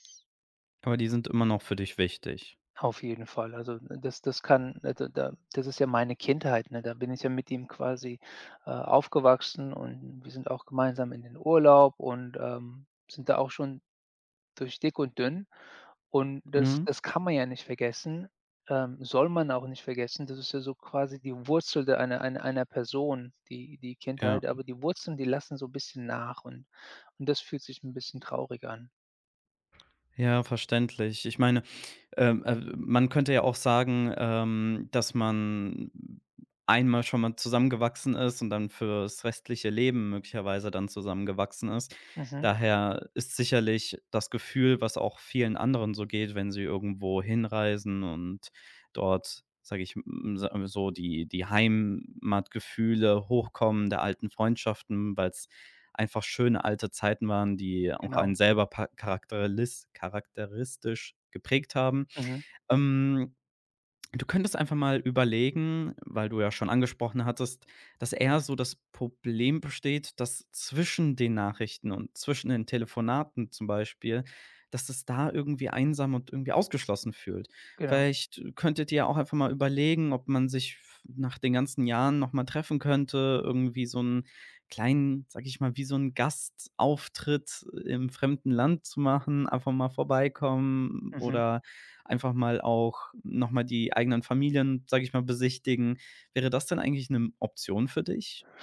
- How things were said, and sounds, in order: other background noise
- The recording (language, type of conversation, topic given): German, advice, Warum fühlen sich alte Freundschaften nach meinem Umzug plötzlich fremd an, und wie kann ich aus der Isolation herausfinden?